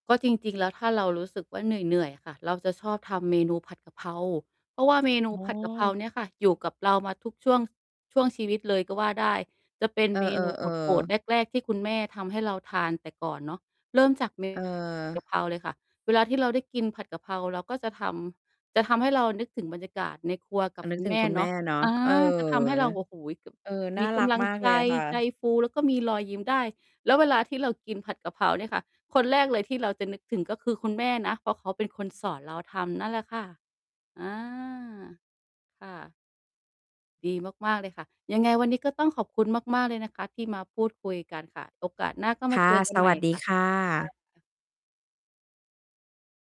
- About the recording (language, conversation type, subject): Thai, podcast, ทำอาหารอย่างไรให้รู้สึกอบอุ่นแม้ต้องกินคนเดียว?
- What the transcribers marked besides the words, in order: distorted speech; other background noise